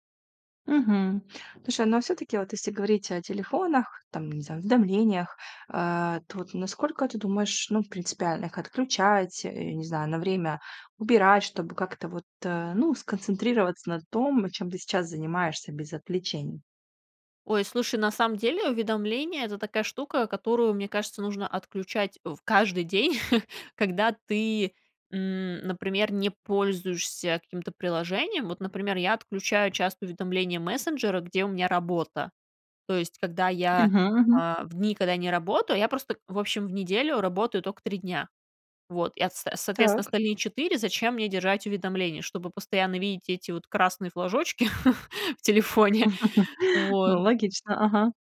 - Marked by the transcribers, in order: other background noise; chuckle; chuckle
- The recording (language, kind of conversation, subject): Russian, podcast, Как сделать обычную прогулку более осознанной и спокойной?